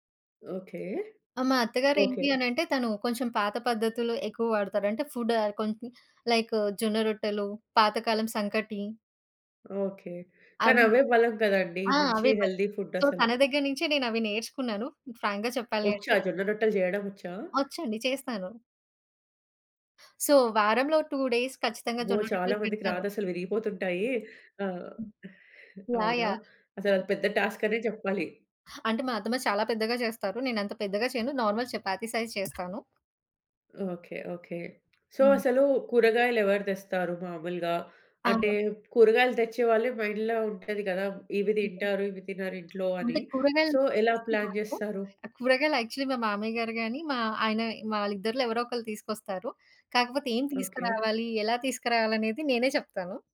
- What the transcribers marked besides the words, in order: tapping; in English: "ఫుడ్"; in English: "లైక్"; in English: "సో"; in English: "హెల్తీ ఫుడ్"; in English: "ఫ్రాంక్‌గా"; other background noise; in English: "సో"; in English: "టూ డేస్"; in English: "టాస్క్"; in English: "నార్మల్ చపాతీ సైజ్"; in English: "సో"; in English: "మైండ్‌లో"; in English: "సో"; in English: "ప్లాన్"; in English: "యాక్చువల్లి"
- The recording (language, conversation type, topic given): Telugu, podcast, రోజువారీ భోజనాన్ని మీరు ఎలా ప్రణాళిక చేసుకుంటారు?